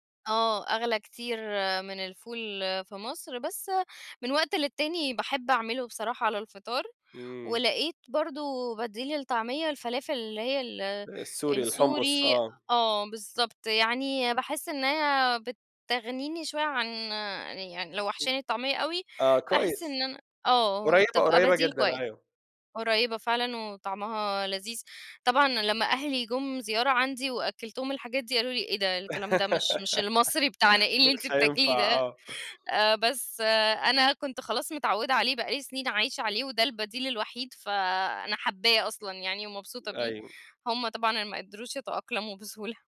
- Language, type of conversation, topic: Arabic, podcast, إزاي بيتغيّر أكلك لما بتنتقل لبلد جديد؟
- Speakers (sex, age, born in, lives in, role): female, 30-34, Egypt, Romania, guest; male, 30-34, Saudi Arabia, Egypt, host
- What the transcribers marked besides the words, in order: other background noise; laughing while speaking: "إيه اللي أنتِ بتاكليه ده؟"; laugh